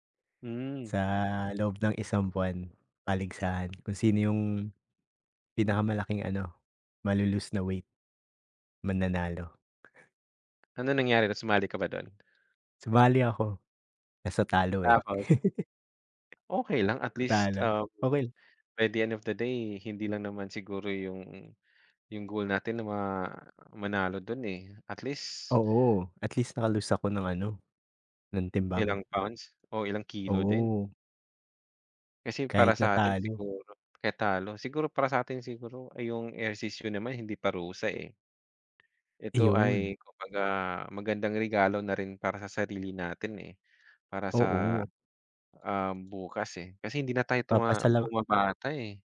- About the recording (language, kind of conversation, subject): Filipino, unstructured, Paano mo nahahanap ang motibasyon para mag-ehersisyo?
- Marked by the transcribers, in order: laugh